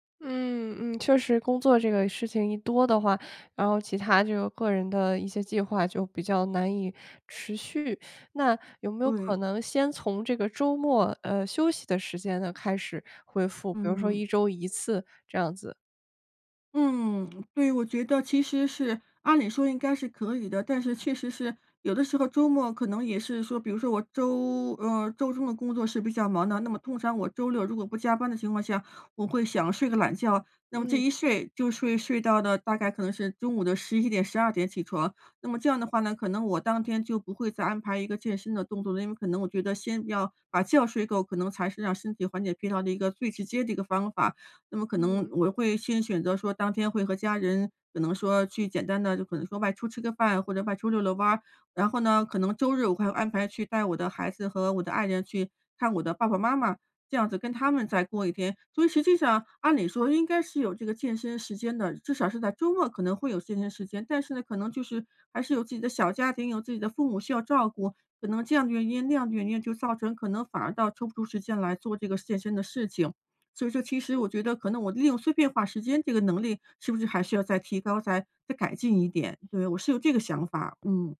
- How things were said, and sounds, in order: none
- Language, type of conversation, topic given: Chinese, advice, 在忙碌的生活中，怎样才能坚持新习惯而不半途而废？